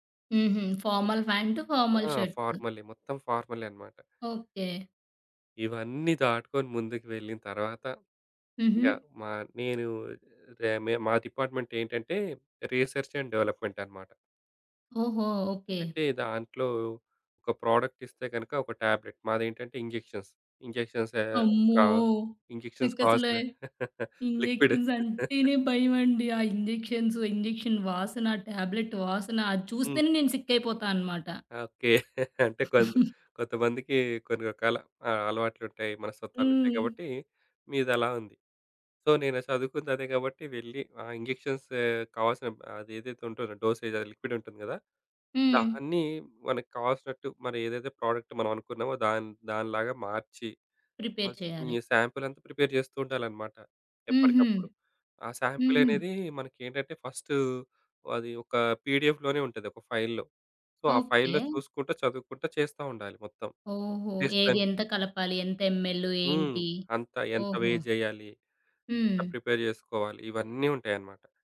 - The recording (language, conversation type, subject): Telugu, podcast, మీ మొదటి ఉద్యోగం ఎలా ఎదురైంది?
- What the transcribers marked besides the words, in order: in English: "ఫార్మల్"; in English: "ఫార్మల్"; tapping; in English: "డిపార్ట్మెంట్"; in English: "రిసర్చ్ అండ్ డెవలప్మెంట్"; other background noise; in English: "ప్రొడక్ట్"; in English: "టాబ్లెట్"; in English: "ఇంజెక్షన్స్. ఇంజెక్షన్స్"; in English: "ఇంజెక్షన్స్"; in English: "ఇంజెక్షన్స్"; laugh; in English: "లిక్విడ్"; laugh; in English: "ఇంజెక్షన్"; in English: "టాబ్లెట్"; in English: "సిక్"; chuckle; in English: "సో"; in English: "ఇంజెక్షన్స్"; in English: "డోసేజ్"; in English: "లిక్విడ్"; in English: "ప్రోడక్ట్"; in English: "ఫస్ట్"; in English: "ప్రిపేర్"; in English: "సాంపిల్"; in English: "ప్రిపేర్"; in English: "సాంపిల్"; in English: "పిడిఎఫ్‌లోనే"; in English: "ఫైల్‌లో. సో"; in English: "ఫైల్‌లో"; in English: "వేజ్"; in English: "ప్రిపేర్"